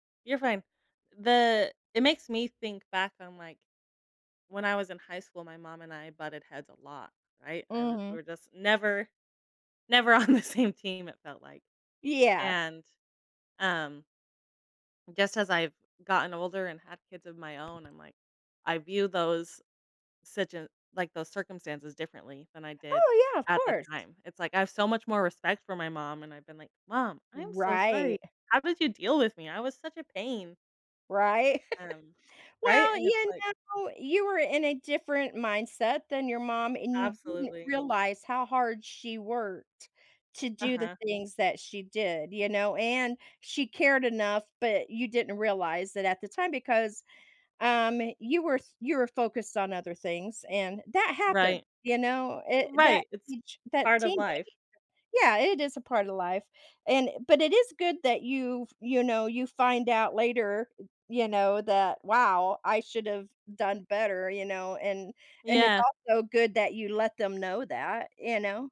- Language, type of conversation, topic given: English, unstructured, How does revisiting old memories change our current feelings?
- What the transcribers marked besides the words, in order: laughing while speaking: "on the same team"; tapping; chuckle; other background noise